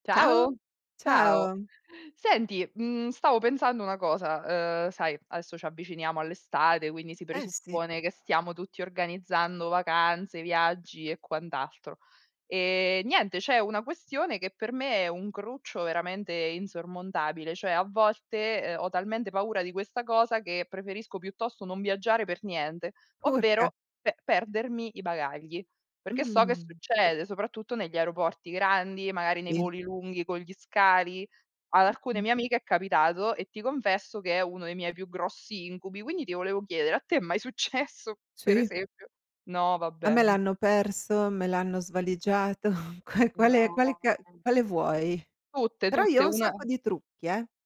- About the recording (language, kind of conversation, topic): Italian, unstructured, Qual è il problema più grande quando perdi il bagaglio durante un viaggio?
- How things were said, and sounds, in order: tapping; other background noise; laughing while speaking: "successo"; laughing while speaking: "svaligiato. Qua"; drawn out: "No"